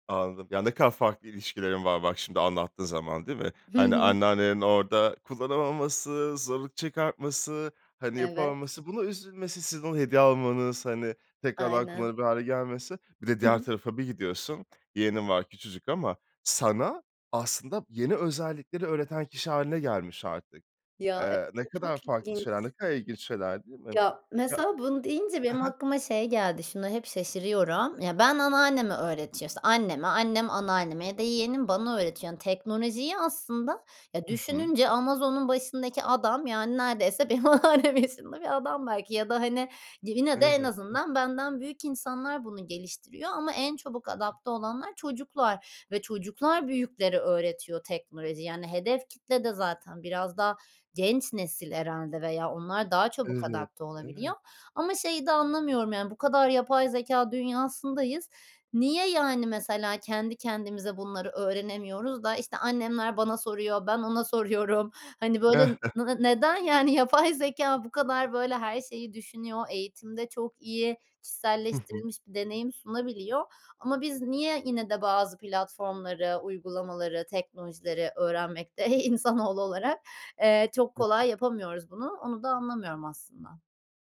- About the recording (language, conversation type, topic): Turkish, podcast, Teknoloji iletişimimizi nasıl etkiliyor sence?
- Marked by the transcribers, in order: other background noise; unintelligible speech; laughing while speaking: "benim anneannem"; chuckle; laughing while speaking: "iii, insanoğlu"; other noise